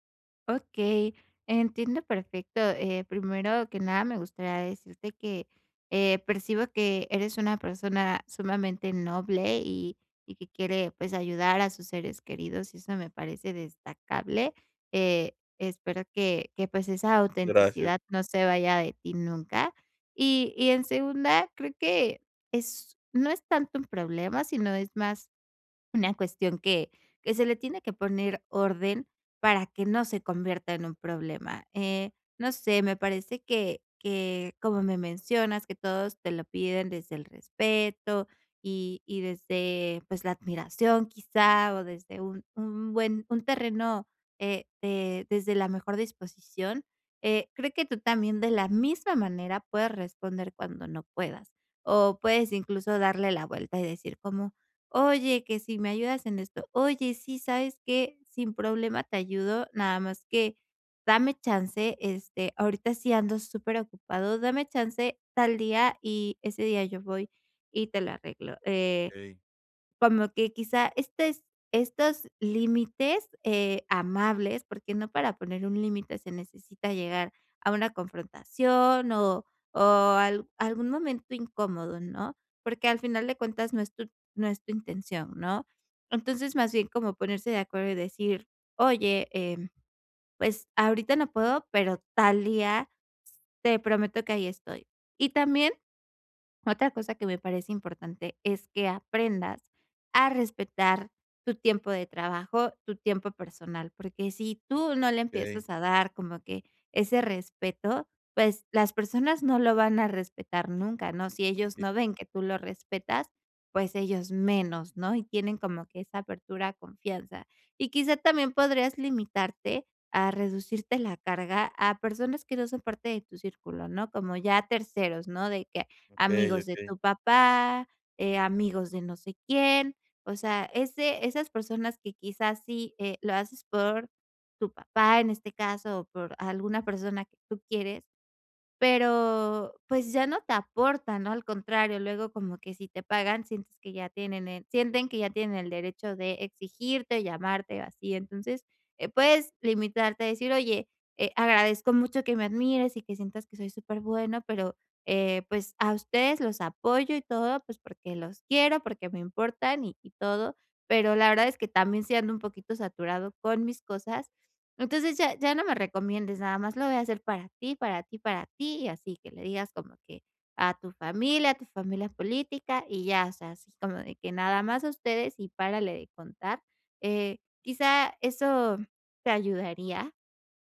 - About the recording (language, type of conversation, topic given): Spanish, advice, ¿Cómo puedo aprender a decir que no sin sentir culpa ni temor a decepcionar?
- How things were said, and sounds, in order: none